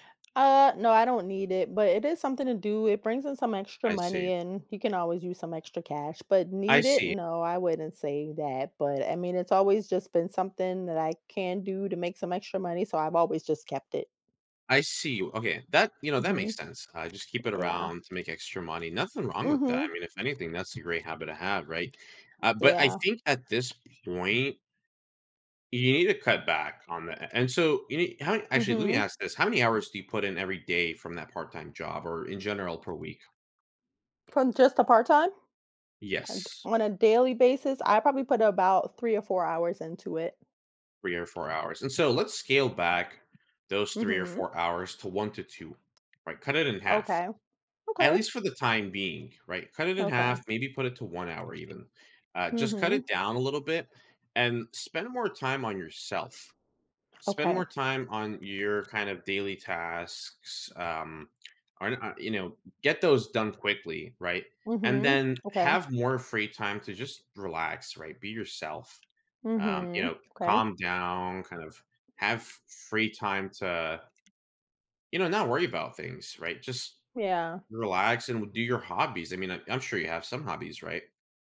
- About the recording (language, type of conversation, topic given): English, advice, How can I reduce daily stress with brief routines?
- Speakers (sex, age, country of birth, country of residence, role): female, 50-54, United States, United States, user; male, 20-24, United States, United States, advisor
- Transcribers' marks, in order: tapping; other background noise